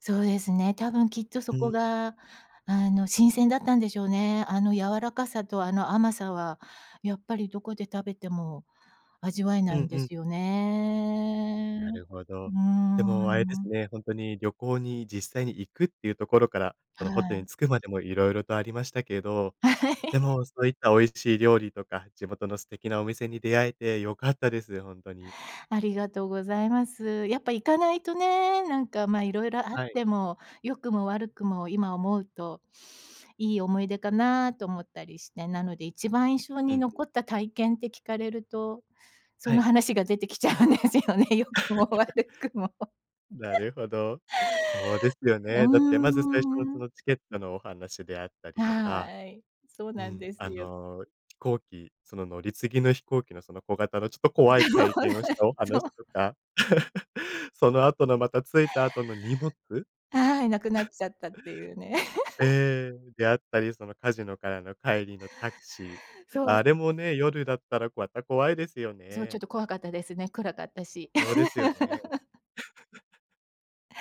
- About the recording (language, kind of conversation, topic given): Japanese, podcast, 旅行で一番印象に残った体験は何ですか？
- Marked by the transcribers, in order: drawn out: "ね"; laughing while speaking: "はい"; chuckle; laughing while speaking: "出てきちゃうんですよね。良くも悪くも"; laugh; laughing while speaking: "そうなん"; laugh; laugh; laugh